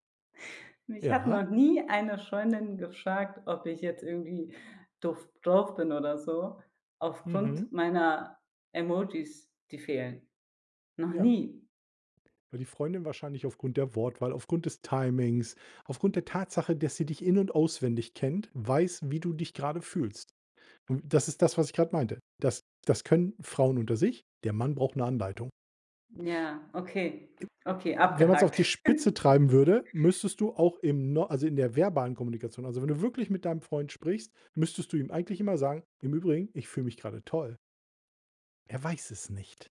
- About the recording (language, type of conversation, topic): German, podcast, Wie gehst du mit Missverständnissen um?
- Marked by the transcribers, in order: other background noise; chuckle